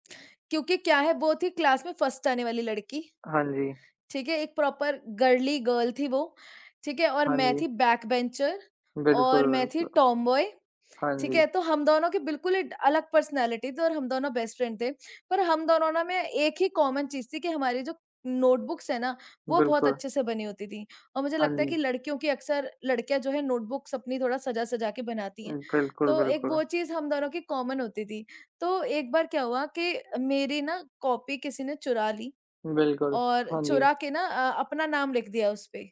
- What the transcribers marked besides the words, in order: in English: "क्लास"; in English: "फ़र्स्ट"; in English: "प्रॉपर गर्ली गर्ल"; in English: "बैकबेंचर"; in English: "टॉम बॉय"; in English: "पर्सनैलिटी"; in English: "बेस्ट फ्रेंड"; in English: "कॉमन"; in English: "नोटबुक्स"; in English: "नोटबुक्स"; in English: "कॉमन"
- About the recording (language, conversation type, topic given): Hindi, unstructured, बचपन के दोस्तों के साथ बिताया आपका सबसे मजेदार पल कौन-सा था?